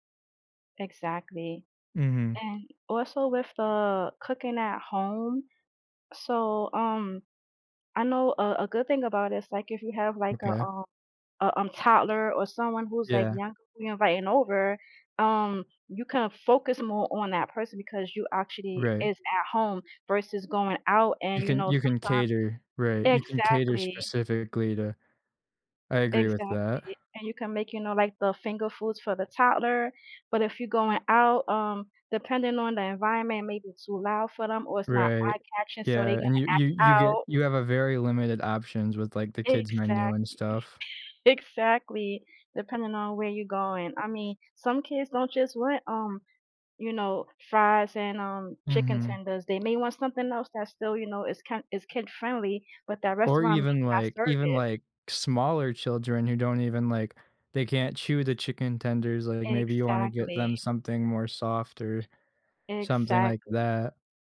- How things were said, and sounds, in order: chuckle; other background noise
- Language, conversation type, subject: English, unstructured, How do your experiences with cooking at home and dining out shape your happiness and well-being?
- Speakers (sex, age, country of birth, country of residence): female, 40-44, United States, United States; male, 20-24, United States, United States